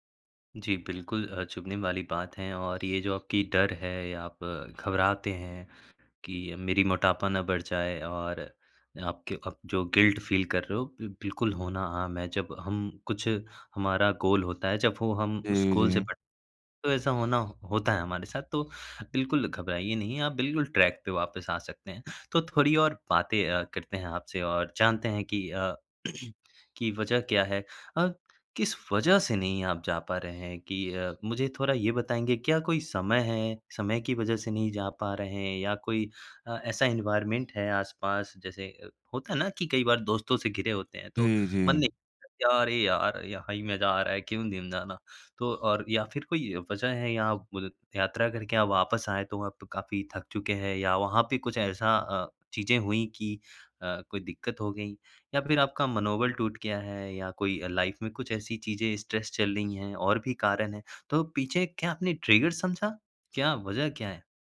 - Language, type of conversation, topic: Hindi, advice, यात्रा के बाद व्यायाम की दिनचर्या दोबारा कैसे शुरू करूँ?
- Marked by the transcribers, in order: tapping; in English: "गिल्ट फ़ील"; in English: "गोल"; in English: "गोल"; throat clearing; other background noise; in English: "एनवायरनमेंट"; in English: "लाइफ़"; in English: "स्ट्रेस"; in English: "ट्रिगर"